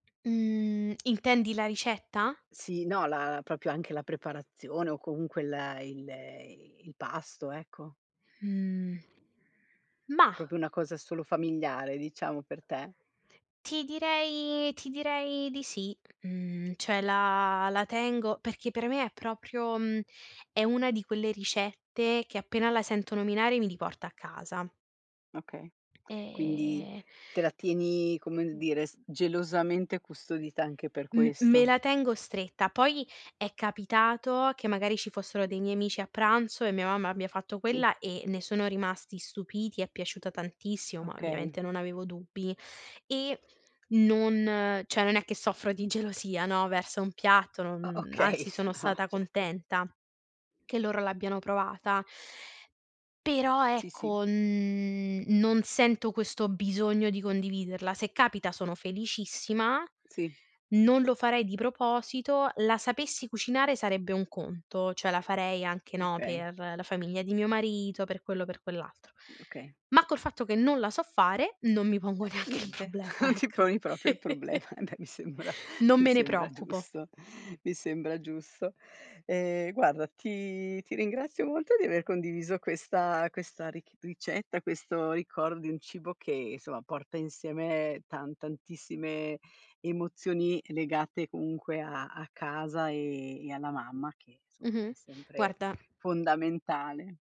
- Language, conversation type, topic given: Italian, podcast, Come racconti la storia della tua famiglia attraverso il cibo?
- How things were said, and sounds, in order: other background noise; "proprio" said as "propio"; "Proprio" said as "propio"; tapping; unintelligible speech; unintelligible speech; "cioè" said as "ceh"; laughing while speaking: "okay, ah certo"; laughing while speaking: "neanche il problema, ecco"; laughing while speaking: "non ti"; laughing while speaking: "Beh, mi sembra mi sembra giusto"; "insomma" said as "isoma"; "insomma" said as "nsoma"